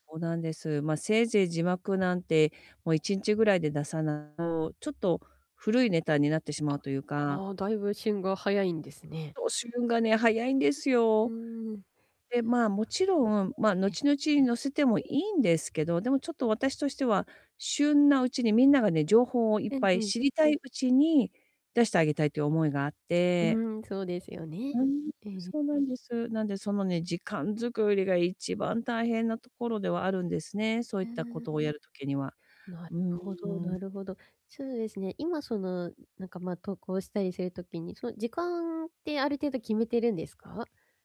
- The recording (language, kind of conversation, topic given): Japanese, advice, 集中して作業する時間をどうやって確保し、管理すればよいですか？
- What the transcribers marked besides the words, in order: distorted speech; unintelligible speech; other background noise